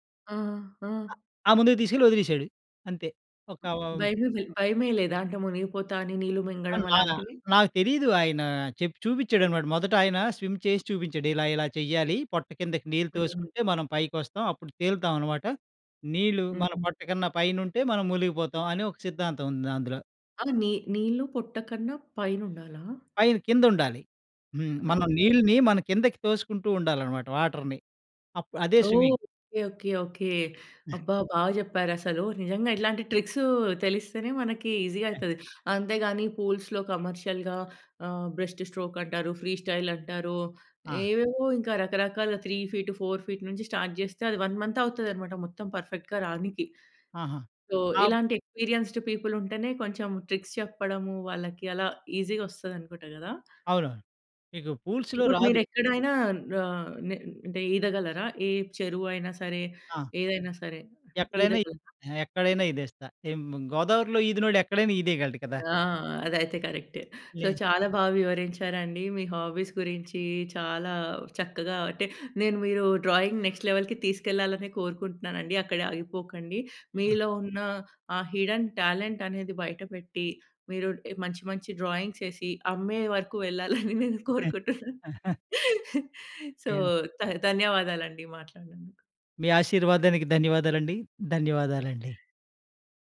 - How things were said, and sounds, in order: other background noise; in English: "స్విమ్"; in English: "వాటర్‍ని"; in English: "స్విమ్మింగ్"; other noise; in English: "ఈజీగా"; sniff; in English: "పూల్స్‌లో కమర్షియల్‌గా"; in English: "బ్రెస్ట్ స్ట్రోక్"; in English: "ఫ్రీ స్టైల్"; in English: "త్రీ ఫీట్, ఫోర్ ఫీట్"; in English: "స్టార్ట్"; in English: "వన్ మంత్"; in English: "పర్ఫెక్ట్‌గా"; in English: "సో"; in English: "ఎక్స్పెరియన్స్‌డ్ పీపుల్"; in English: "ట్రిక్స్"; in English: "ఈజీగా"; in English: "పూల్స్‌లో"; in English: "సో"; in English: "హాబీస్"; in English: "డ్రాయింగ్ నెక్స్ట్ లెవెల్‌కి"; in English: "హిడెన్ టాలెంట్"; in English: "డ్రాయింగ్స్"; laughing while speaking: "అమ్మే వరకు వెళ్లాలని నేను కోరుకుంటున్నాను"; chuckle; in English: "సో"
- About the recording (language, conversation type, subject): Telugu, podcast, హాబీని తిరిగి పట్టుకోవడానికి మొదటి చిన్న అడుగు ఏమిటి?